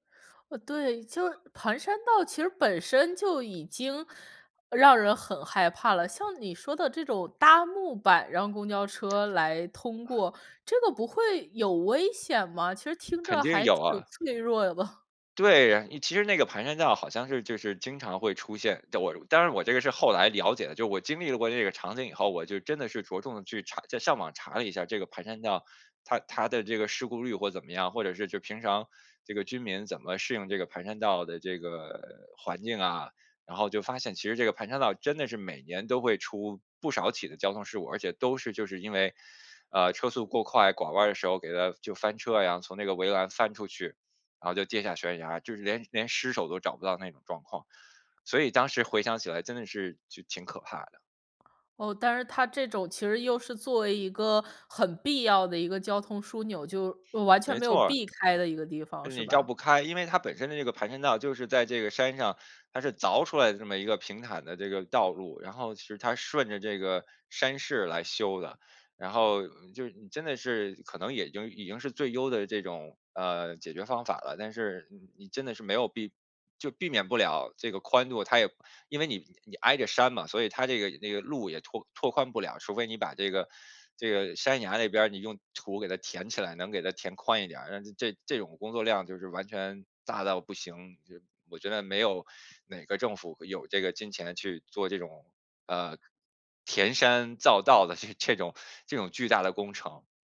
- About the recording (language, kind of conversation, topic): Chinese, podcast, 哪一次旅行让你更懂得感恩或更珍惜当下？
- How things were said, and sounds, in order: other background noise